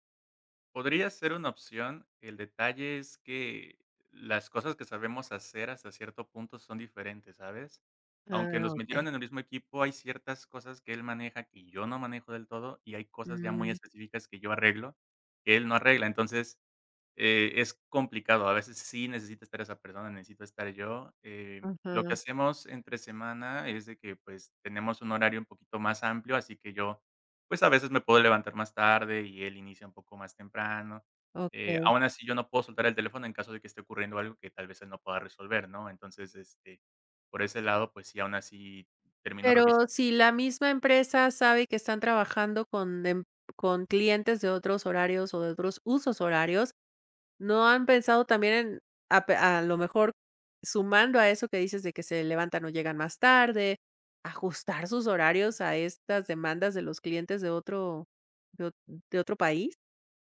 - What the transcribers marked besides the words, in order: none
- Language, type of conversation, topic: Spanish, advice, ¿Cómo puedo dejar de rumiar sobre el trabajo por la noche para conciliar el sueño?